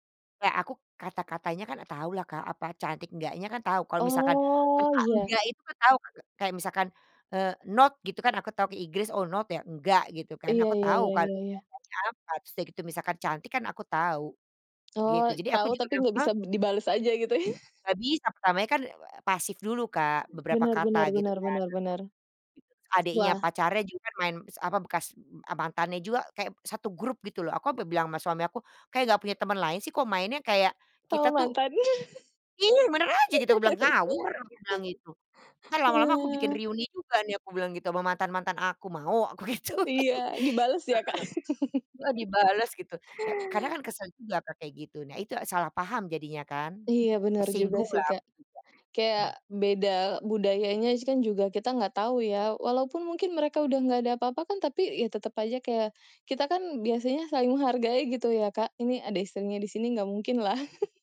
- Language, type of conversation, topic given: Indonesian, podcast, Pernahkah Anda mengalami salah paham karena perbedaan budaya? Bisa ceritakan?
- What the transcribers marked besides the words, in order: drawn out: "Oh"; in English: "not"; in English: "not"; other background noise; unintelligible speech; laughing while speaking: "ya?"; chuckle; put-on voice: "Iya! Yang benar aja"; chuckle; laughing while speaking: "gituin"; laugh; tapping; laughing while speaking: "lah"; chuckle